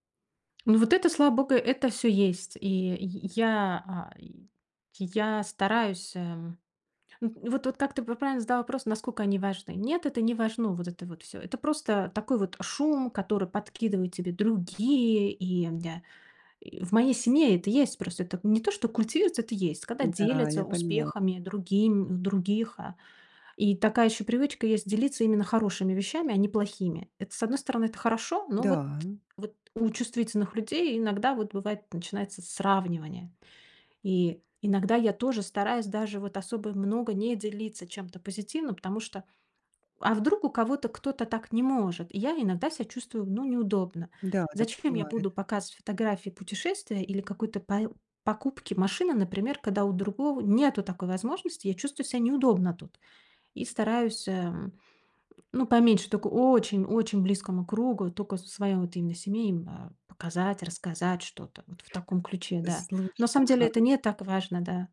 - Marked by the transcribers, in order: grunt
- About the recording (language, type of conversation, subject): Russian, advice, Почему я постоянно сравниваю свои вещи с вещами других и чувствую неудовлетворённость?